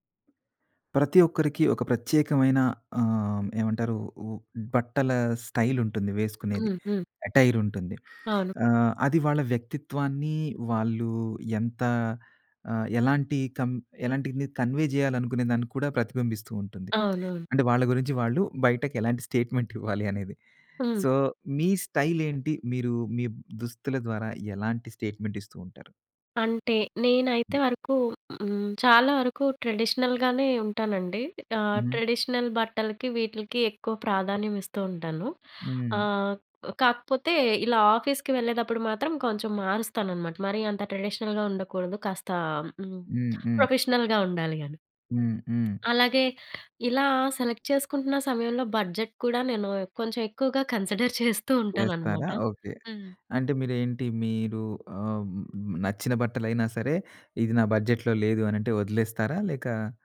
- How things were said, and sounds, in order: in English: "స్టైల్"; in English: "అటైర్"; in English: "కన్వే"; tapping; in English: "సో"; in English: "స్టైల్"; in English: "స్టేట్‌మెంట్"; other background noise; in English: "ట్రెడిషనల్‌గానే"; in English: "ట్రెడిషనల్"; in English: "ఆఫీస్‌కి"; in English: "ట్రెడిషనల్‍గా"; in English: "ప్రొఫెషనల్‍గా"; in English: "సెలెక్ట్"; in English: "బడ్జెట్"; laughing while speaking: "కన్సిడర్ చేస్తూ ఉంటానన్నమాట"; in English: "కన్సిడర్"; in English: "బడ్జెట్‌లో"
- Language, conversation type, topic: Telugu, podcast, బడ్జెట్ పరిమితుల వల్ల మీరు మీ స్టైల్‌లో ఏమైనా మార్పులు చేసుకోవాల్సి వచ్చిందా?